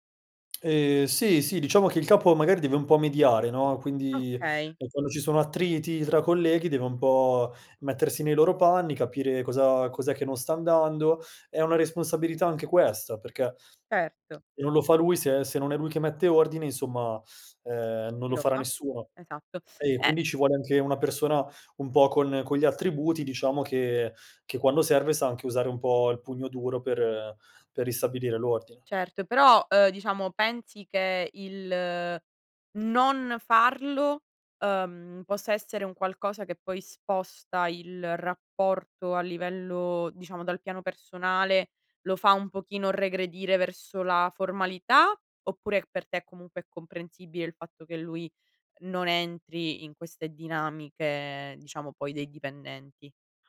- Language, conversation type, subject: Italian, podcast, Hai un capo che ti fa sentire invincibile?
- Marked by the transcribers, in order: tsk; teeth sucking